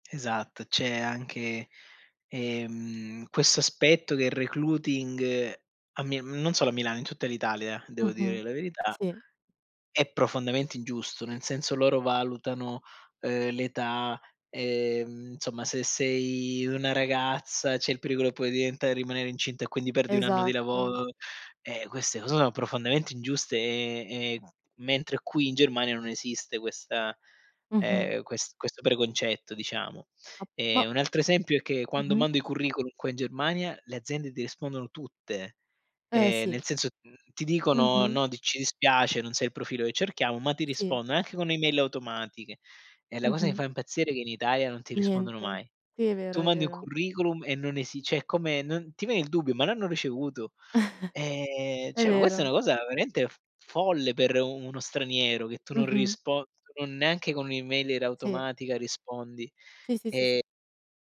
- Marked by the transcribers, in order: tapping; in English: "recluting"; "recruiting" said as "recluting"; "insomma" said as "nsomma"; "cioè" said as "ceh"; chuckle; "cioè" said as "ceh"
- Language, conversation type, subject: Italian, unstructured, Come pensi che i governi dovrebbero gestire le crisi economiche?